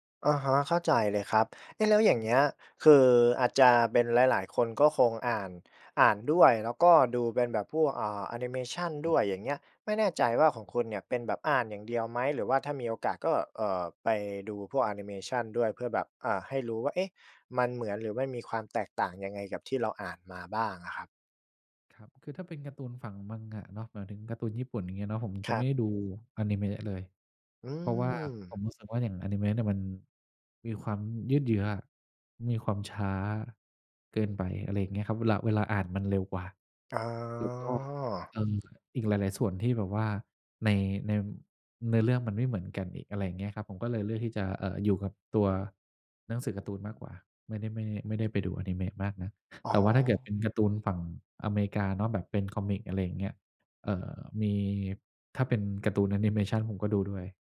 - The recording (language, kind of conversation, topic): Thai, podcast, ช่วงนี้คุณได้กลับมาทำงานอดิเรกอะไรอีกบ้าง แล้วอะไรทำให้คุณอยากกลับมาทำอีกครั้ง?
- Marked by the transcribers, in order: none